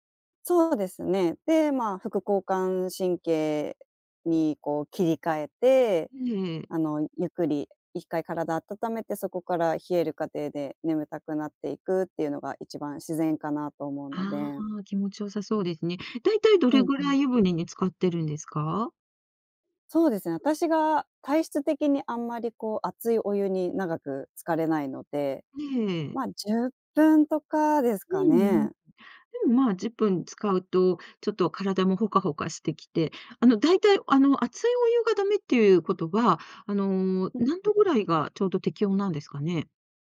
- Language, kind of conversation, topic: Japanese, podcast, 睡眠の質を上げるために普段どんな工夫をしていますか？
- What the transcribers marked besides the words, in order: none